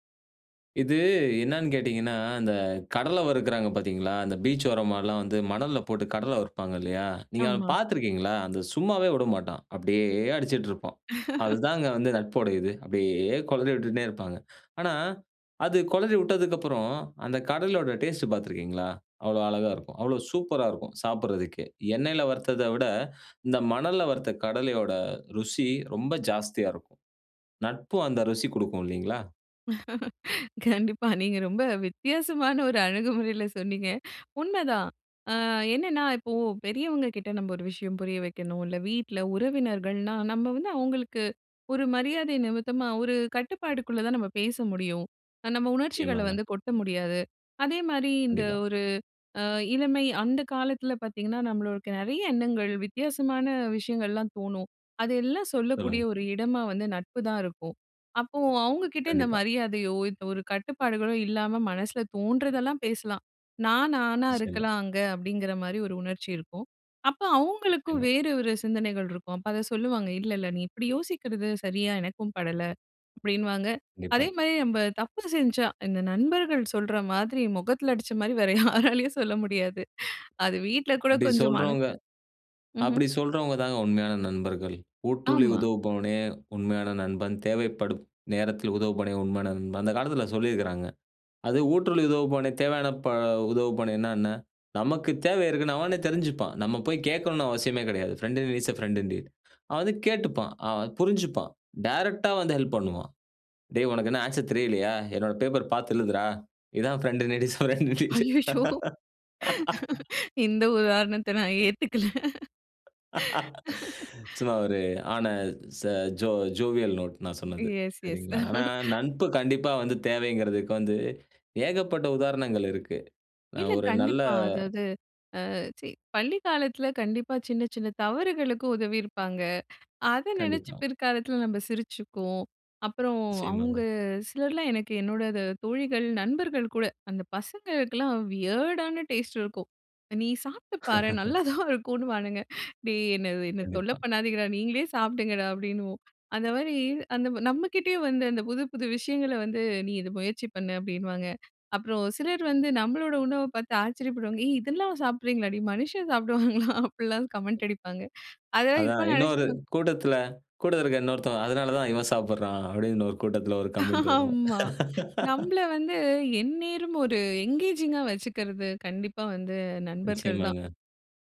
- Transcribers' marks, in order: "விடமாட்டான்" said as "உடமாட்டான்"; drawn out: "அப்பிடியே"; laugh; "விட்டதுக்கு" said as "உட்டதுக்கு"; other background noise; laughing while speaking: "கண்டிப்பா. நீங்க ரொம்ப வித்தியாசமான ஒரு அணுகுமுறையில சொன்னீங்க"; "நம்மளுக்குள்ள" said as "நம்மளுக்க"; laughing while speaking: "வேறு யாராலேயும் சொல்ல முடியாது. அது வீட்ல கூட கொஞ்சம் மன"; in English: "ஃபிரெண்ட் இன் நீட் இட்ஸ் எ ஃபிரெண்ட் இன் டீட்"; "ஈஸ்" said as "இட்ஸ்"; laughing while speaking: "இதுதான் ஃபிரெண்ட் இன் நீட் ஈஸ் எ ஃபிரெண்ட் இன் டீட்"; in English: "ஃபிரெண்ட் இன் நீட் ஈஸ் எ ஃபிரெண்ட் இன் டீட்"; laughing while speaking: "அய்யயோ! இந்த உதாரணத்த நான் ஏத்துக்கல"; laughing while speaking: "சும்மா ஒரு ஆன ச ஜோ ஜோவியல் நோட் நான் சொன்னது"; in English: "ஜோவியல் நோட்"; laughing while speaking: "எஸ் எஸ்"; "நட்பு" said as "நன்பு"; laughing while speaking: "அத நினச்சு பிற்காலத்தில நம்ம சிரிச்சுக்குவோம்"; in English: "வியர்டான"; laughing while speaking: "நல்லாதான் இருக்குன்னுவானுங்க. டேய்! என்ன த என்ன தொல்ல பண்ணாதீங்கடா! நீங்களே சாப்பிடுங்கடா! அப்பிடின்னுவோம்"; laugh; laughing while speaking: "சாப்பிடுவாங்களா! அப்புட்லாம் கமெண்ட் அடிப்பாங்க. அதெல்லாம் இப்ப நினைச்சாலும்"; laughing while speaking: "ஆமா. நம்மள வந்து"; "எந்நேரமும்" said as "எந்நேரம்"; laugh; in English: "எங்கேஜிங்கா"
- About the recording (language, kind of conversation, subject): Tamil, podcast, நண்பர்களின் சுவை வேறிருந்தால் அதை நீங்கள் எப்படிச் சமாளிப்பீர்கள்?